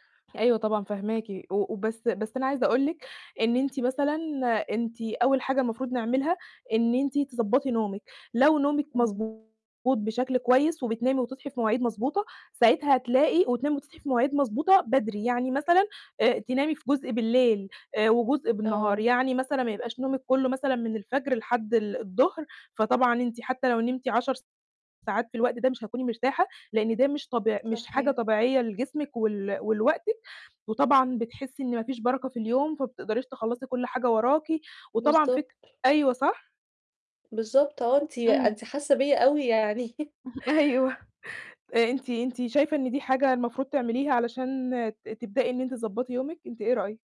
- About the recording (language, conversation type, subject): Arabic, advice, إزاي أبطل تسويف وأنجز المهام اللي متراكمة عليّا كل يوم؟
- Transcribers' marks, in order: distorted speech; tapping; chuckle; laughing while speaking: "أيوه"; chuckle